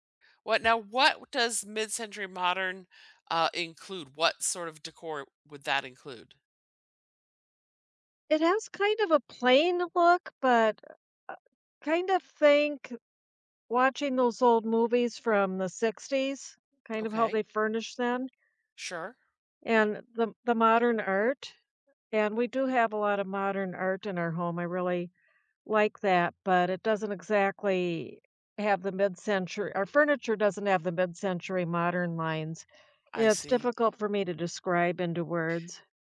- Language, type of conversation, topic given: English, unstructured, What dreams do you hope to achieve in the next five years?
- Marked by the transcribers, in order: tapping